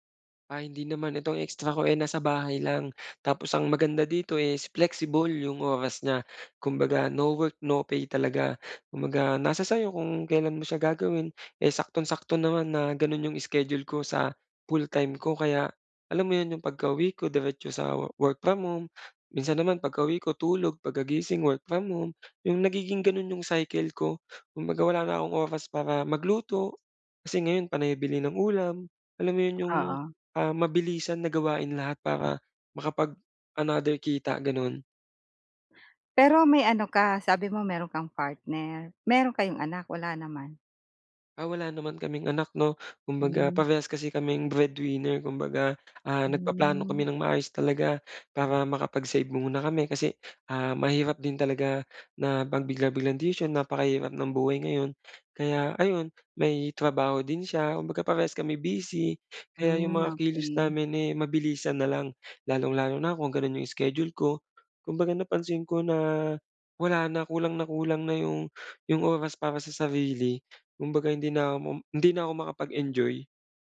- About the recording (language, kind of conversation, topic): Filipino, advice, Paano ako magtatakda ng hangganan at maglalaan ng oras para sa sarili ko?
- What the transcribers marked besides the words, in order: other background noise